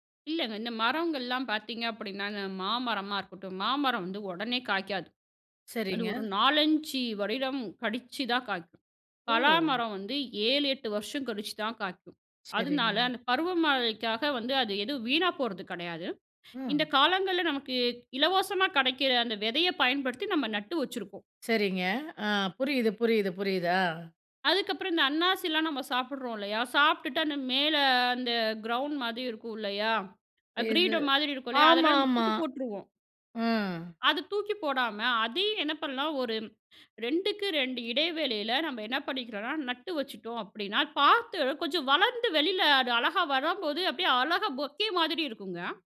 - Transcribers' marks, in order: other noise; "வருடம்" said as "வரிடம்"; tapping; in English: "கிரவுண்ட்"; in English: "கிரீடம்"; in English: "பொக்கே"
- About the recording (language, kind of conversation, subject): Tamil, podcast, மரநடுவதற்காக ஒரு சிறிய பூங்காவை அமைக்கும் போது எந்தெந்த விஷயங்களை கவனிக்க வேண்டும்?